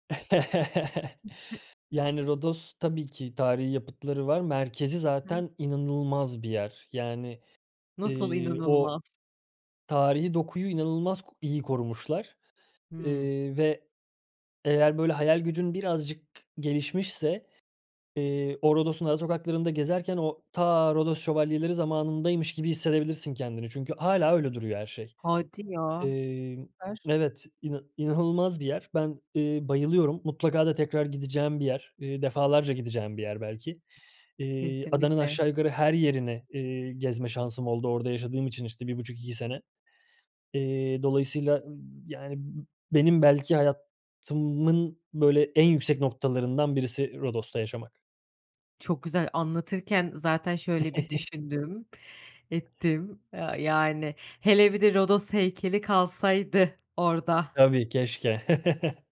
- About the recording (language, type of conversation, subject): Turkish, podcast, Küçük adımlarla sosyal hayatımızı nasıl canlandırabiliriz?
- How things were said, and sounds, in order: chuckle; unintelligible speech; stressed: "inanılmaz"; unintelligible speech; other background noise; tapping; chuckle; chuckle